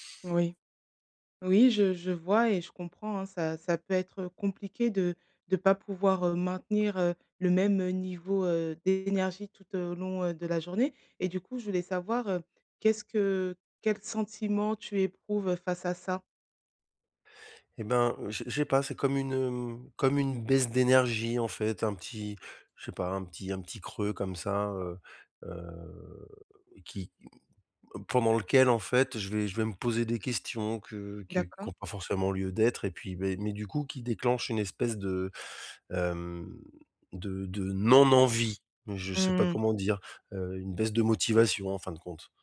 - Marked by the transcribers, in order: stressed: "baisse"; drawn out: "heu"; stressed: "non-envie"
- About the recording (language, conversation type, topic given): French, advice, Comment garder mon énergie et ma motivation tout au long de la journée ?